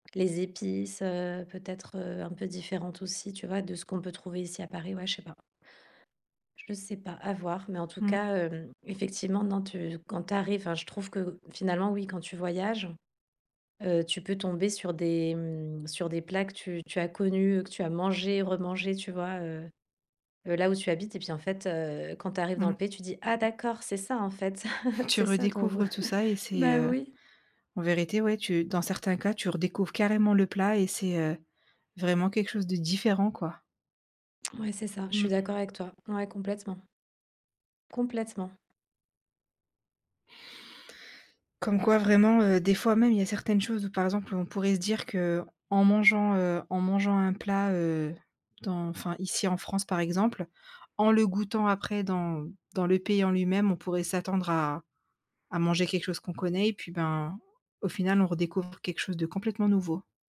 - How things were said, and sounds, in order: tapping; chuckle
- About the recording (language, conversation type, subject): French, podcast, Quel plat local t’a le plus surpris pendant un voyage ?